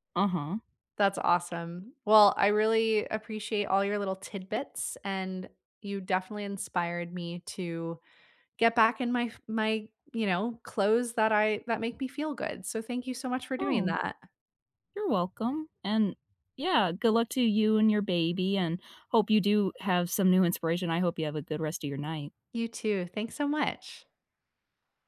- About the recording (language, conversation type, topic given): English, unstructured, What part of your style feels most like you right now, and why does it resonate with you?
- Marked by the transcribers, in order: tapping; other background noise